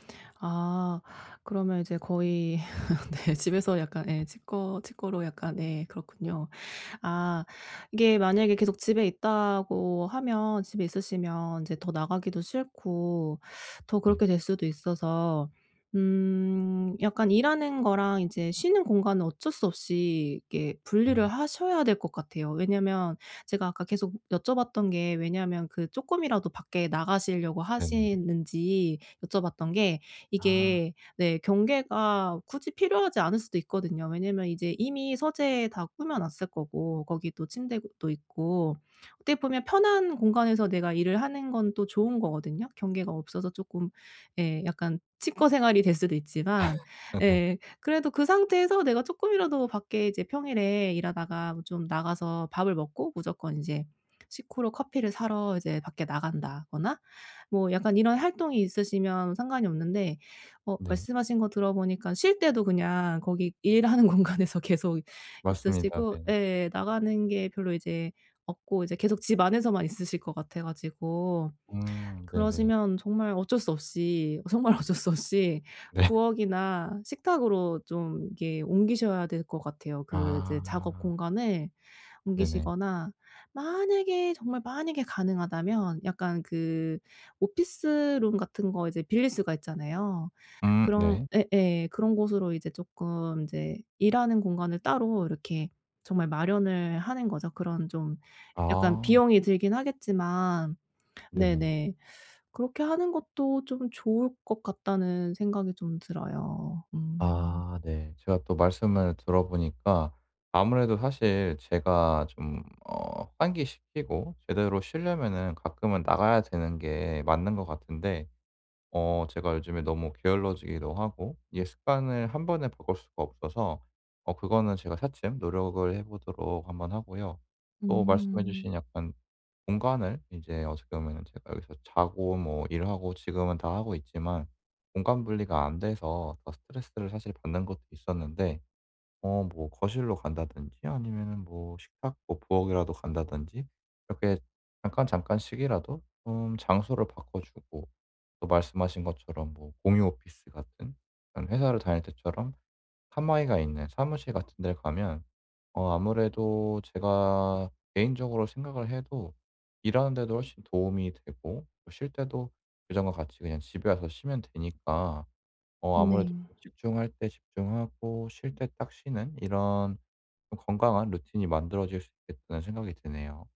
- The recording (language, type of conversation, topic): Korean, advice, 집에서 긴장을 풀고 편하게 쉴 수 있는 방법은 무엇인가요?
- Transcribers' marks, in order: laugh; other background noise; tapping; laugh; laughing while speaking: "일하는 공간에서"; laughing while speaking: "네"; laughing while speaking: "정말 어쩔 수 없이"